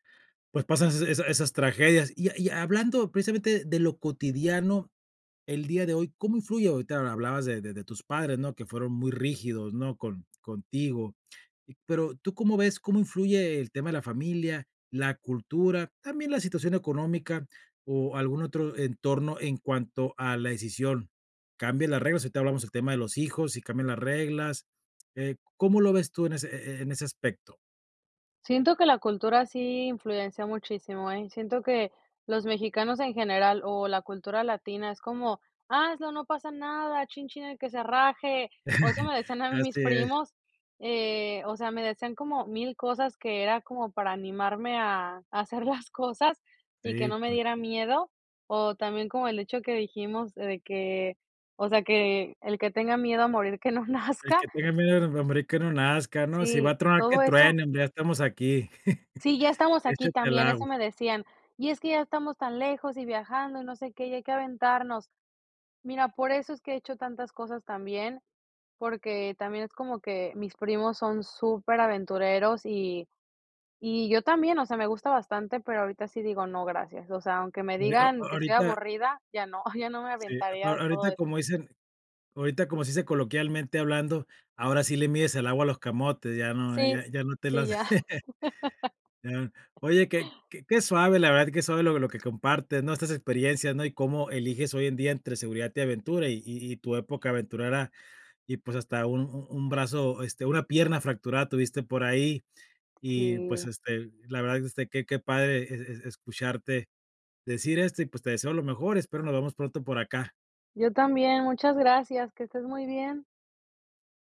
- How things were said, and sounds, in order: chuckle; laughing while speaking: "a mí mis primos"; laughing while speaking: "a hacer las cosas"; laughing while speaking: "que no nazca"; chuckle; chuckle; chuckle; laugh
- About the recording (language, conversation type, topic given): Spanish, podcast, ¿Cómo eliges entre seguridad y aventura?